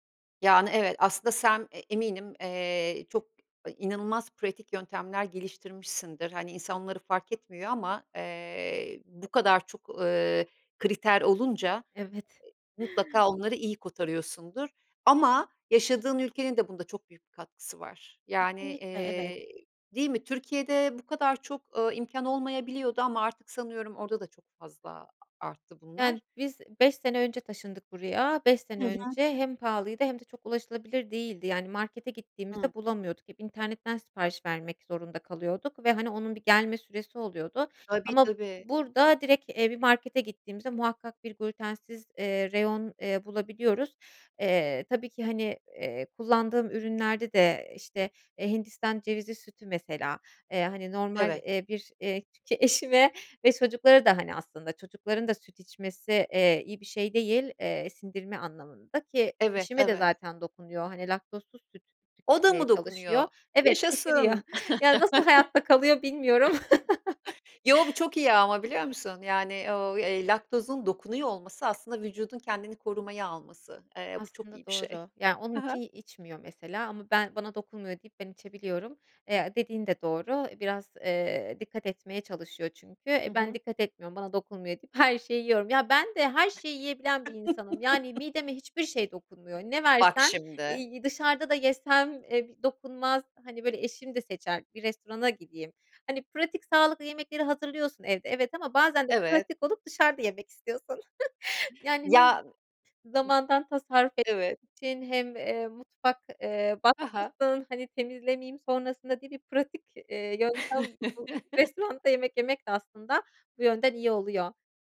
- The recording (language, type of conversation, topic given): Turkish, podcast, Evde pratik ve sağlıklı yemekleri nasıl hazırlayabilirsiniz?
- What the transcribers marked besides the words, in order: tapping; other background noise; other noise; laugh; laughing while speaking: "Yani, nasıl hayatta kalıyor, bilmiyorum"; chuckle; chuckle; laughing while speaking: "istiyorsun"; chuckle; chuckle